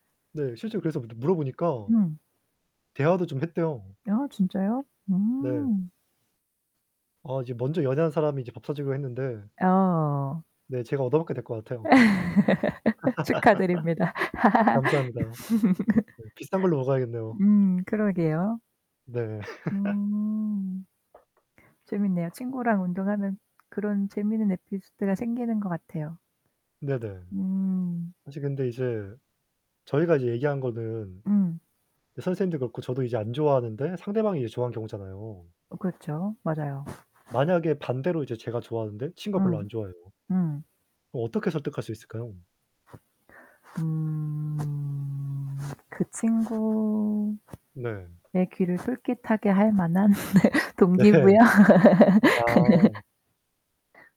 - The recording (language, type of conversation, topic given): Korean, unstructured, 운동할 때 친구와 함께하면 좋은 이유는 무엇인가요?
- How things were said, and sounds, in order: static; laugh; laugh; laugh; tapping; other background noise; laughing while speaking: "만한 동기부여"; laughing while speaking: "네"; distorted speech